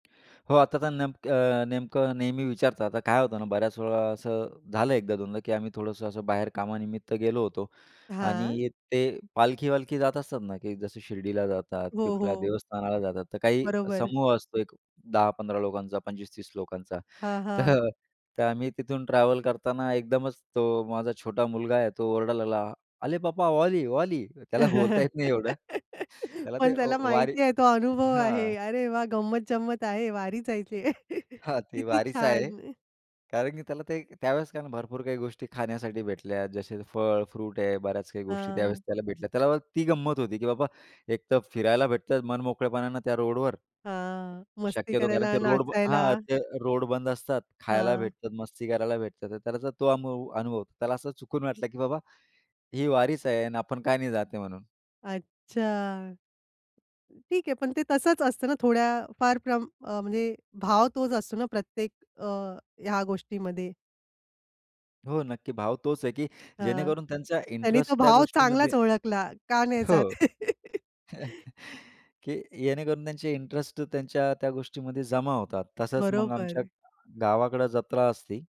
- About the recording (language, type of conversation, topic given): Marathi, podcast, तुम्ही नव्या पिढीला कोणत्या रिवाजांचे महत्त्व समजावून सांगता?
- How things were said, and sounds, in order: tapping; other background noise; chuckle; put-on voice: "आले पापा वाली वाली"; laugh; chuckle; chuckle; laugh